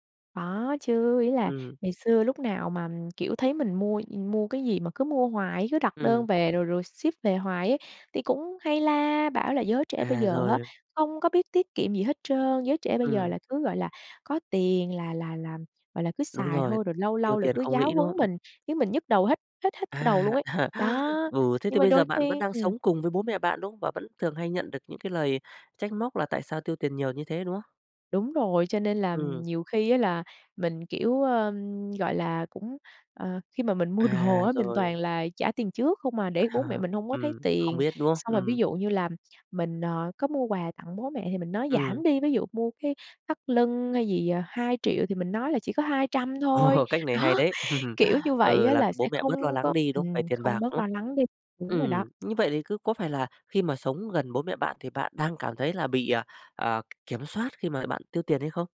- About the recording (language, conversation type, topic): Vietnamese, podcast, Tiền bạc và cách chi tiêu gây căng thẳng giữa các thế hệ như thế nào?
- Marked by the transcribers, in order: tapping; laugh; laughing while speaking: "À"; laughing while speaking: "Ồ"; laughing while speaking: "Đó"; laugh